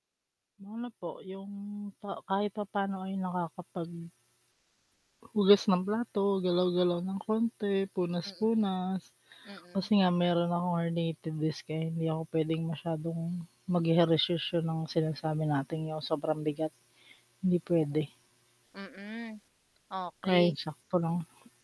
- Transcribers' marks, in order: static; drawn out: "yung"
- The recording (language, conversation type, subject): Filipino, unstructured, Ano ang ilang halimbawa ng simpleng ehersisyo na puwedeng gawin sa bahay?